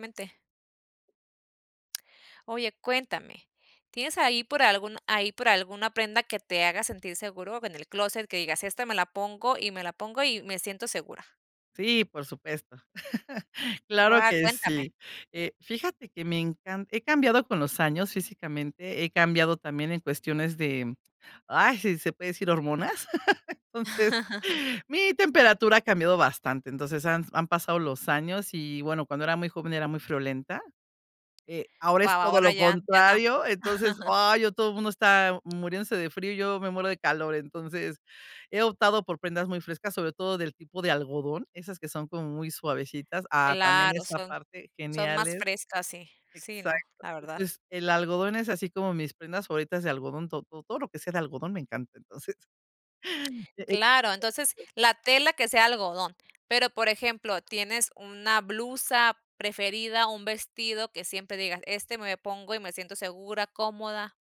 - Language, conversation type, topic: Spanish, podcast, ¿Qué prendas te hacen sentir más seguro?
- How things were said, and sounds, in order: other background noise; chuckle; laugh; laugh; tapping; laugh; unintelligible speech